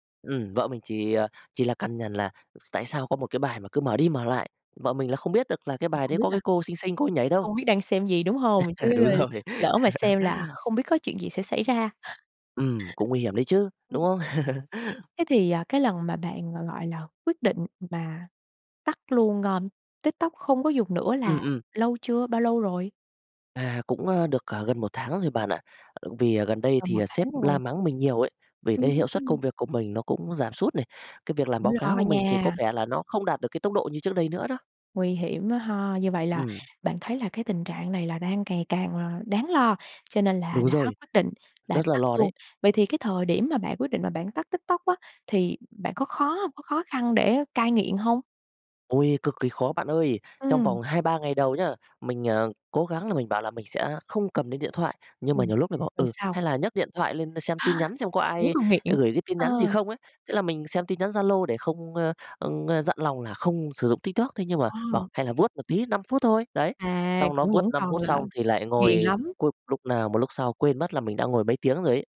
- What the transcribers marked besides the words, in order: other noise; laugh; laughing while speaking: "Đúng rồi"; laugh; laugh; other background noise; tapping
- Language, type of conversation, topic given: Vietnamese, podcast, Bạn đã bao giờ tạm ngừng dùng mạng xã hội một thời gian chưa, và bạn cảm thấy thế nào?